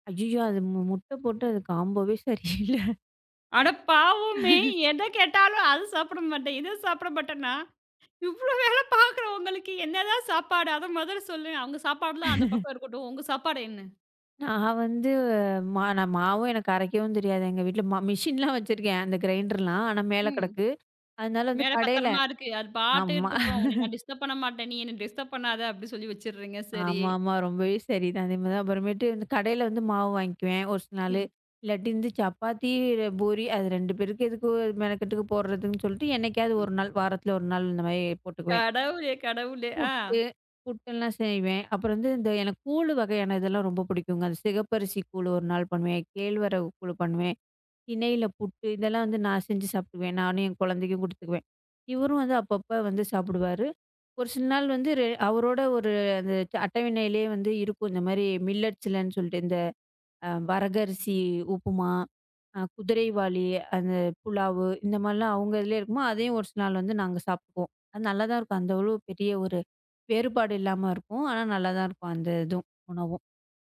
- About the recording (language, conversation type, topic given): Tamil, podcast, உங்களுக்கு மிகவும் பயனுள்ளதாக இருக்கும் காலை வழக்கத்தை விவரிக்க முடியுமா?
- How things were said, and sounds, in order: in English: "காம்போவே"; laughing while speaking: "சரியில்ல"; chuckle; laughing while speaking: "அத சாப்பிட மாட்டேன். இவ்ளோ வேல … அத முதல்ல சொல்லுங்க"; laughing while speaking: "மெஷின் எல்லாம் வச்சிருக்கேன்"; in English: "டிஸ்டர்ப்"; laugh; in English: "டிஸ்டர்ப்"; other noise; in English: "மில்லட்"